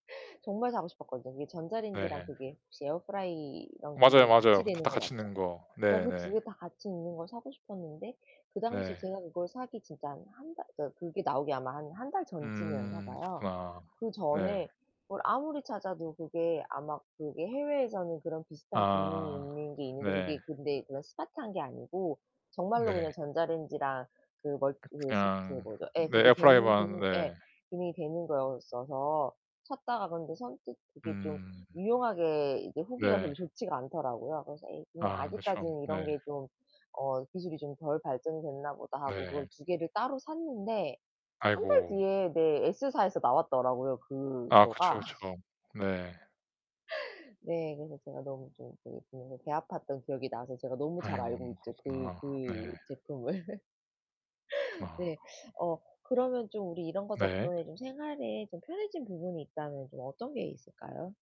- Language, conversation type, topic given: Korean, unstructured, 인공지능은 우리 생활에 어떤 도움을 줄까요?
- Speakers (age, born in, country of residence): 30-34, South Korea, Portugal; 35-39, South Korea, United States
- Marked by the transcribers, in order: other background noise; laughing while speaking: "네"; laughing while speaking: "그거가"; distorted speech; laughing while speaking: "제품을"; laugh